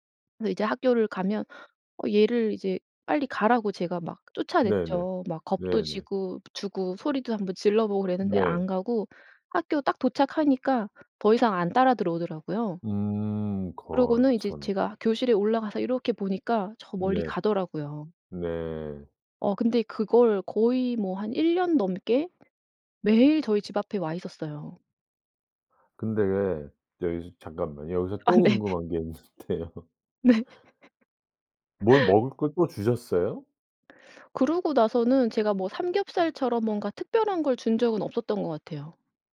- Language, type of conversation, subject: Korean, podcast, 어릴 때 가장 소중했던 기억은 무엇인가요?
- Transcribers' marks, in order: tapping; laughing while speaking: "네"; laughing while speaking: "있는데요"; laughing while speaking: "네"; other background noise